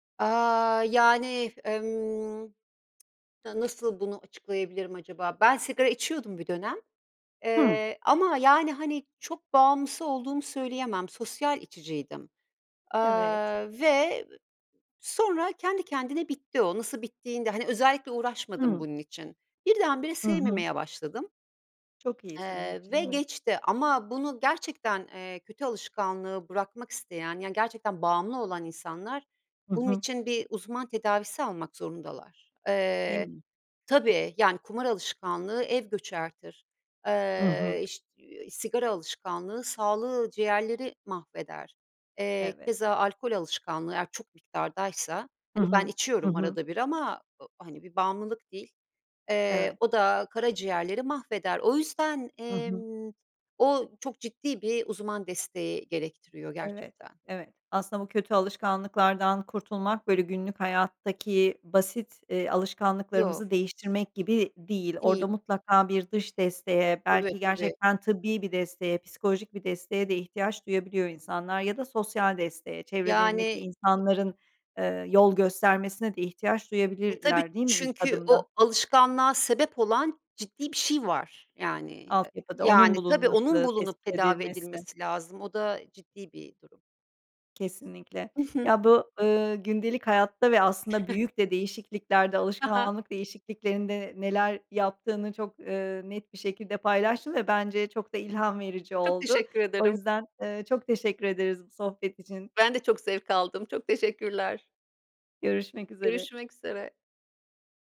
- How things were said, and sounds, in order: other background noise; other noise; tapping
- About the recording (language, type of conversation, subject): Turkish, podcast, Alışkanlık değiştirirken ilk adımın ne olur?